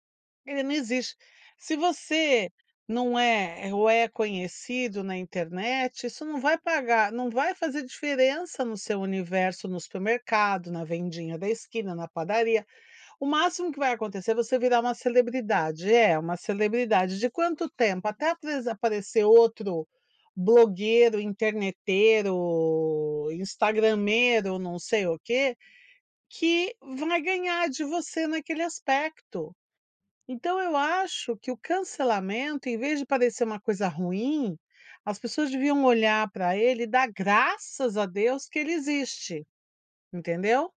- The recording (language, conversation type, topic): Portuguese, podcast, O que você pensa sobre o cancelamento nas redes sociais?
- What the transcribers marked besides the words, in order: none